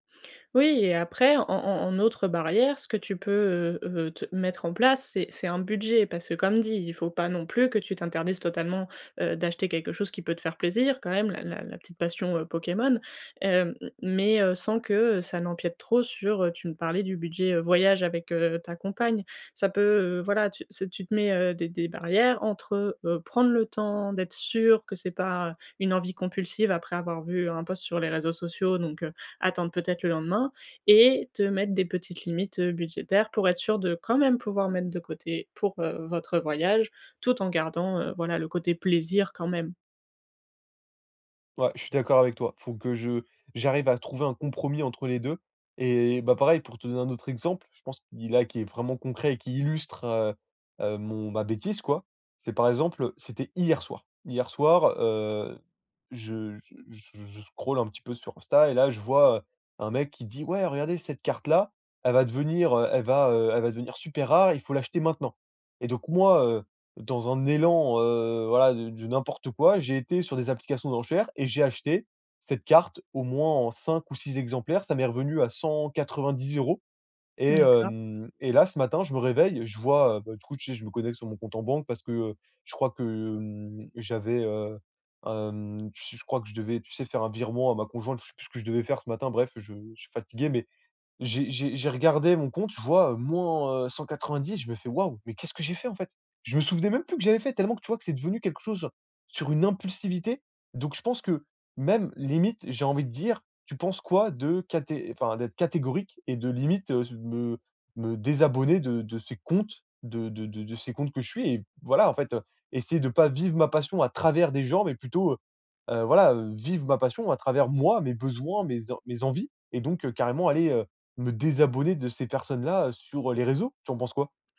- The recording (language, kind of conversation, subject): French, advice, Comment puis-je arrêter de me comparer aux autres lorsque j’achète des vêtements et que je veux suivre la mode ?
- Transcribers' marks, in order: stressed: "quand même"; stressed: "hier"; in English: "scrolle"; stressed: "désabonner"; stressed: "comptes"; stressed: "vivre"; stressed: "à travers"; stressed: "désabonner"